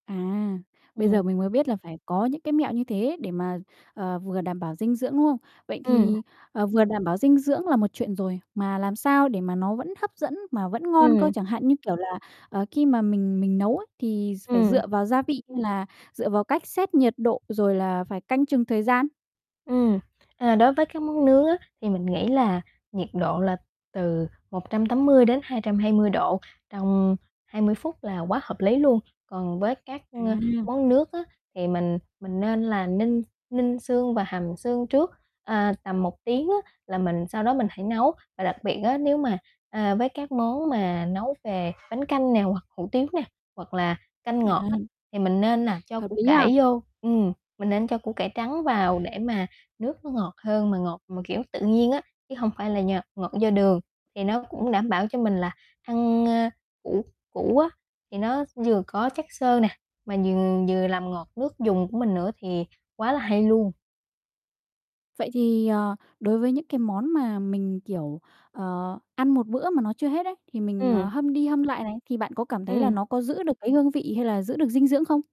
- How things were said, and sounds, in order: tapping; static; distorted speech; other background noise
- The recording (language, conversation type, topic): Vietnamese, podcast, Bạn có thể chia sẻ những mẹo nấu ăn nhanh cho những ngày bận rộn không?